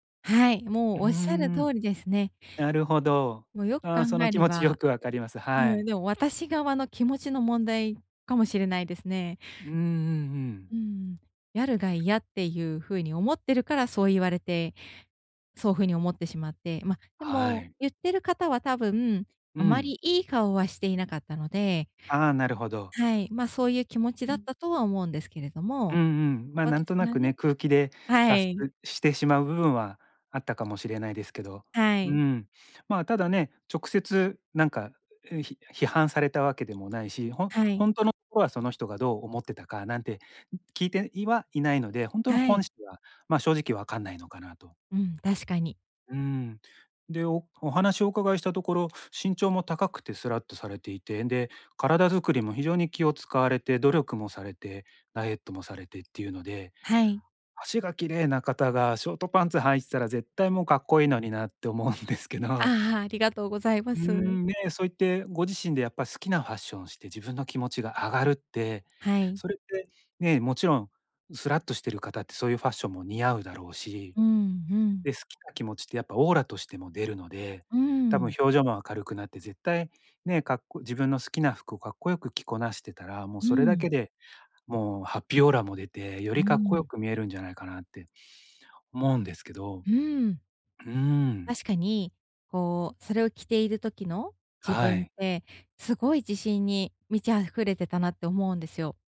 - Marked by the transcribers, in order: laughing while speaking: "思うんですけど"
- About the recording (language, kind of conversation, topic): Japanese, advice, 他人の目を気にせず服を選ぶにはどうすればよいですか？